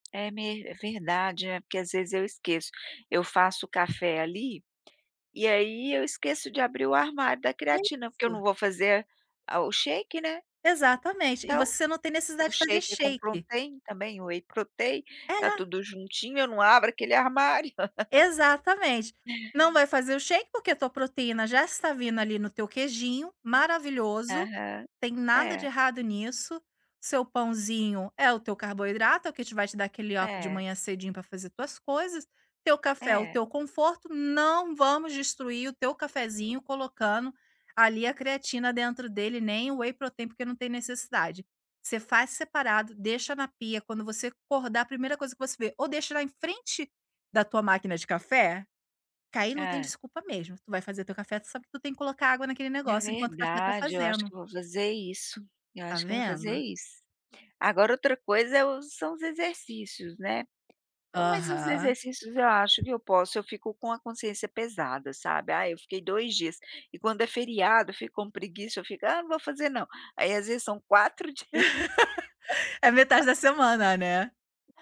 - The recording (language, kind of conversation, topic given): Portuguese, advice, Como seus hábitos de bem-estar mudam durante viagens ou fins de semana?
- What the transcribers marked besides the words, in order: tapping; in English: "shake"; in English: "shake"; in English: "protrein"; in English: "shake"; in English: "whey protein"; laugh; in English: "shake"; in English: "up"; in English: "whey protein"; laugh; laughing while speaking: "dias"; laugh